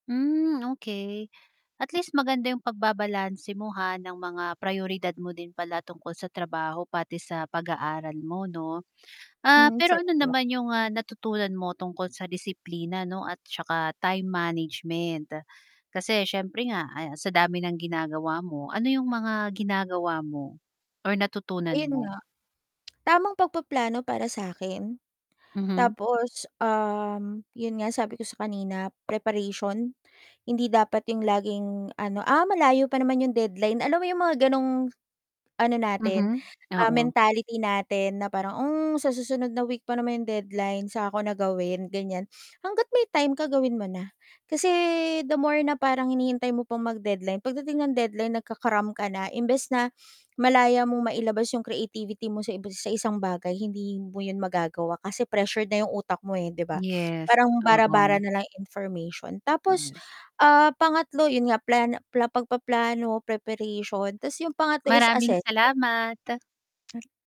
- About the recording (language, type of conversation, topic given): Filipino, podcast, Paano mo hinaharap ang matinding pressure bago ang pagsusulit o takdang oras ng pagpasa?
- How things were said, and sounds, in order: tapping; unintelligible speech; distorted speech; static; other background noise